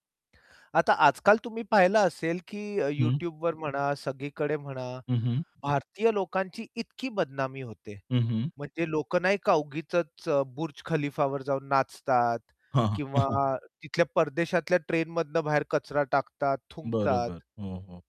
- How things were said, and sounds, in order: static; distorted speech; chuckle
- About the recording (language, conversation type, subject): Marathi, podcast, तुमच्या ओळखीतील नकारात्मक ठोकताळे तुम्ही कसे मोडता?